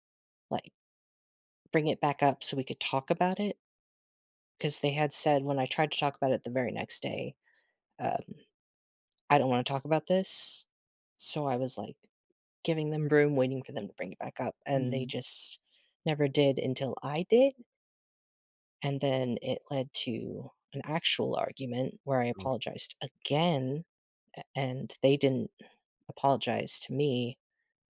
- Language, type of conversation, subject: English, unstructured, What worries you most about losing a close friendship because of a misunderstanding?
- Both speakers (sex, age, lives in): male, 30-34, United States; male, 35-39, United States
- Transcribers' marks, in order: stressed: "again"; sigh